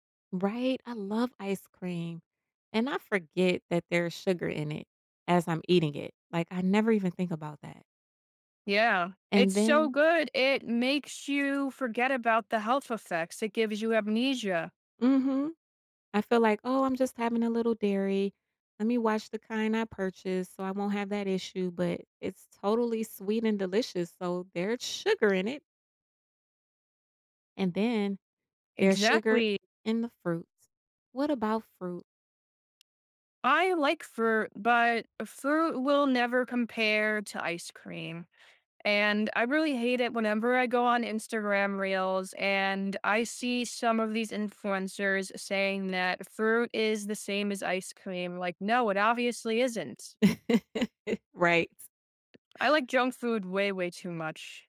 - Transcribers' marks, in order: tapping; laugh
- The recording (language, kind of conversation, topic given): English, unstructured, How do I balance tasty food and health, which small trade-offs matter?